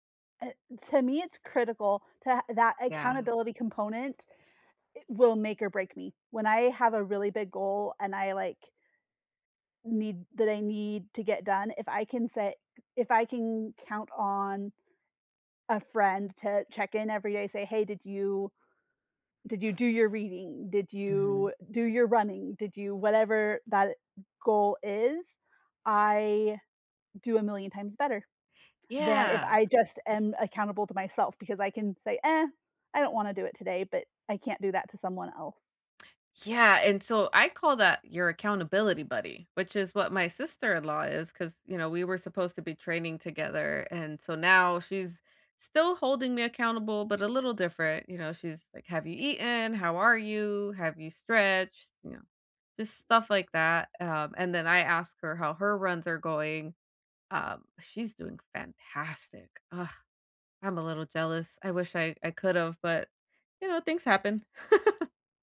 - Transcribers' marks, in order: other background noise; laugh
- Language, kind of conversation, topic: English, unstructured, How do you stay motivated when working toward a big goal?
- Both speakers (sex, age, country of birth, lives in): female, 35-39, United States, United States; female, 35-39, United States, United States